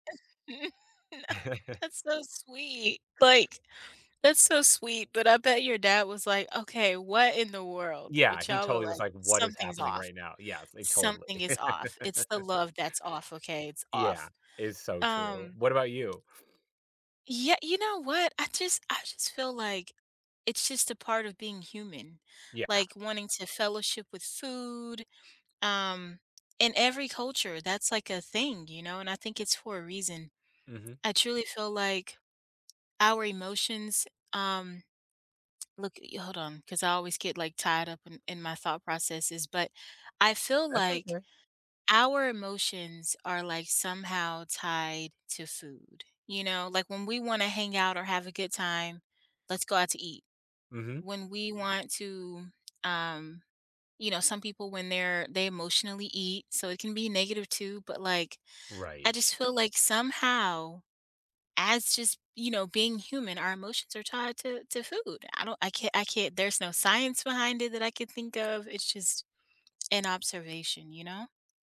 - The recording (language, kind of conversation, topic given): English, unstructured, Why do some foods taste better when shared with others?
- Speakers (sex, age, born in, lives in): female, 30-34, United States, United States; male, 50-54, United States, United States
- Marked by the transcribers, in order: laugh; laughing while speaking: "That's so sweet"; chuckle; tsk; other background noise